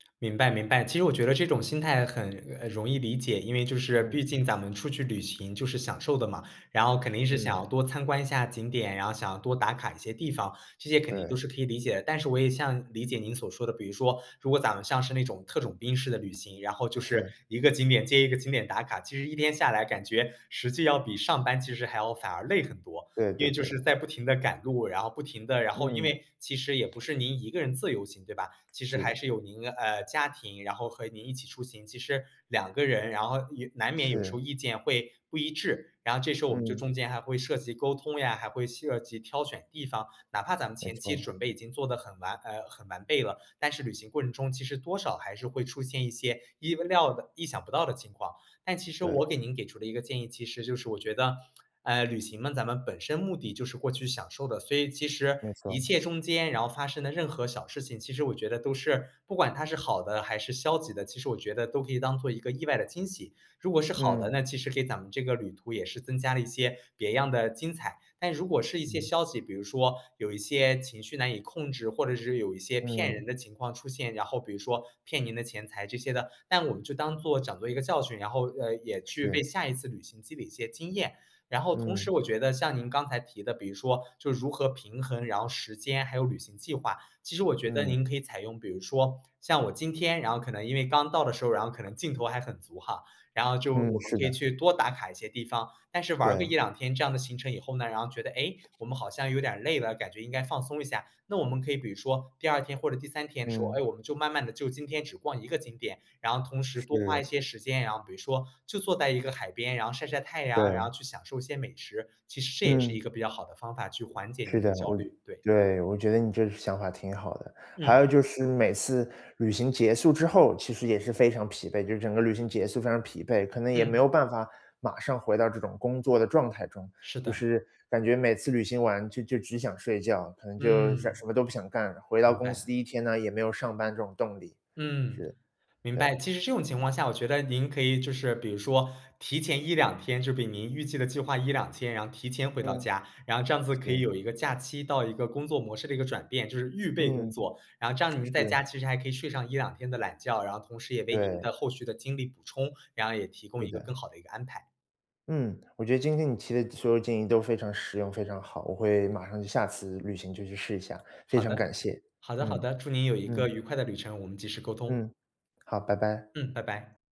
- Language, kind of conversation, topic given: Chinese, advice, 旅行时如何控制压力和焦虑？
- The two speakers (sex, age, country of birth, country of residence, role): male, 25-29, China, Sweden, advisor; male, 30-34, China, United States, user
- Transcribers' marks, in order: other background noise; tsk